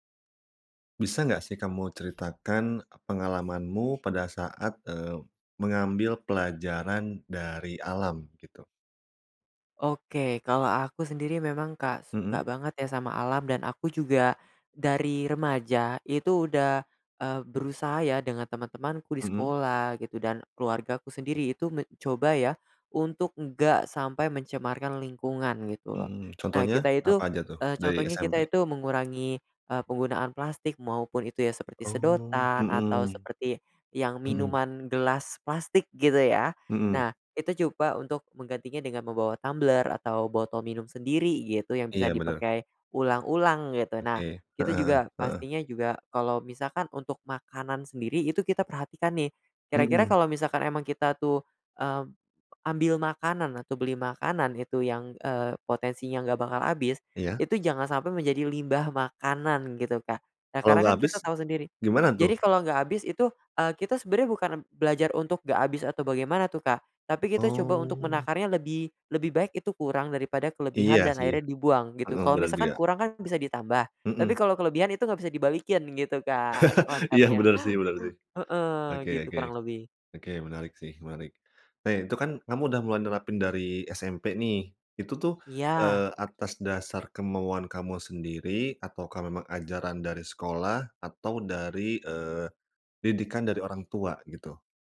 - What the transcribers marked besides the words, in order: chuckle
- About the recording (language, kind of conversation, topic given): Indonesian, podcast, Ceritakan pengalaman penting apa yang pernah kamu pelajari dari alam?